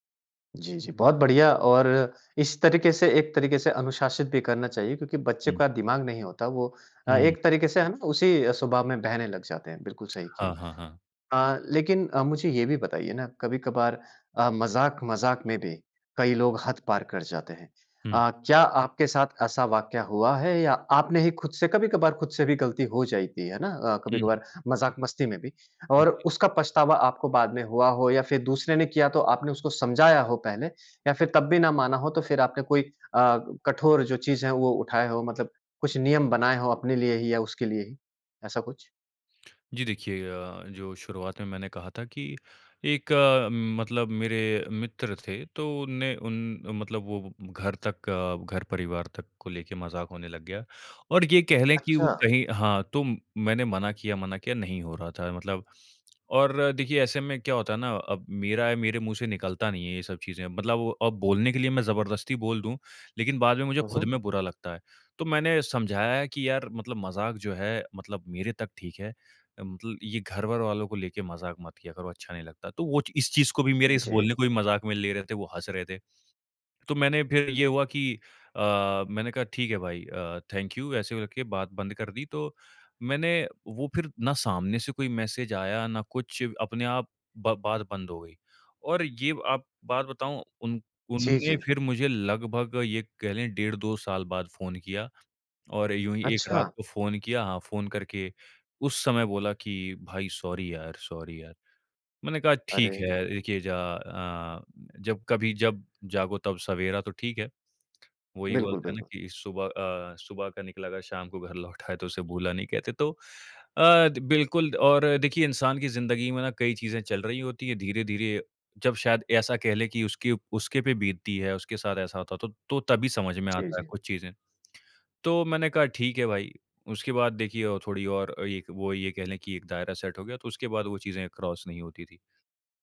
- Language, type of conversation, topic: Hindi, podcast, कोई बार-बार आपकी हद पार करे तो आप क्या करते हैं?
- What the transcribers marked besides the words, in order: "जाती" said as "जाइती"; in English: "थैंक यू"; in English: "मैसेज़"; in English: "सॉरी"; in English: "सॉरी"; laughing while speaking: "लौट"; in English: "सेट"; in English: "क्रॉस"